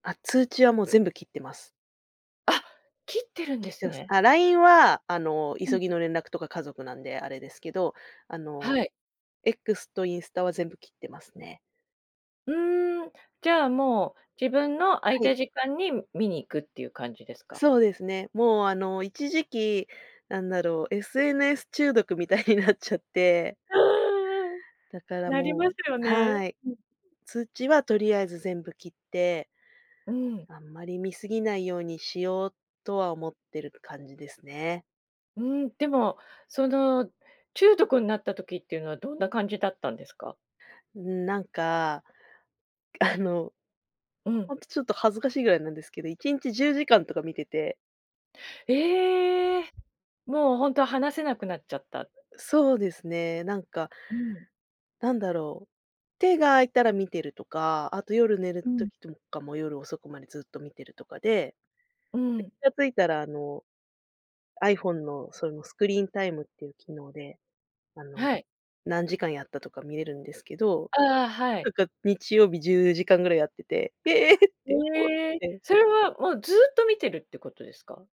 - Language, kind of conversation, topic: Japanese, podcast, SNSとどう付き合っていますか？
- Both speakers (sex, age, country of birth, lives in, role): female, 40-44, Japan, Japan, guest; female, 50-54, Japan, Japan, host
- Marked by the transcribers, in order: laughing while speaking: "みたいになっちゃって"; laughing while speaking: "あの"; other background noise; laughing while speaking: "ええって思って"